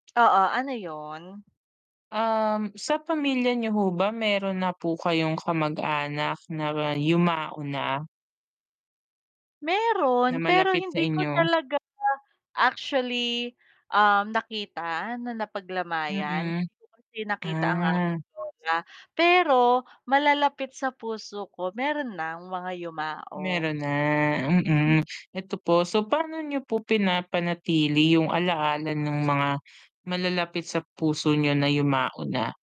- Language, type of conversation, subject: Filipino, unstructured, Paano mo pinananatili ang alaala ng isang mahal sa buhay na pumanaw?
- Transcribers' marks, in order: tapping; distorted speech